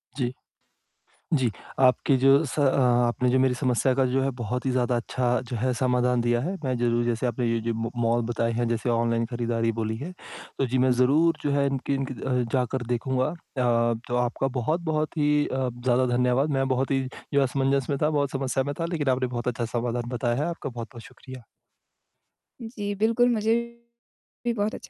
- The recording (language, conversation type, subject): Hindi, advice, मैं सीमित बजट में कपड़े और उपहार अच्छे व समझदारी से कैसे खरीदूँ?
- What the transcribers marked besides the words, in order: mechanical hum; static; distorted speech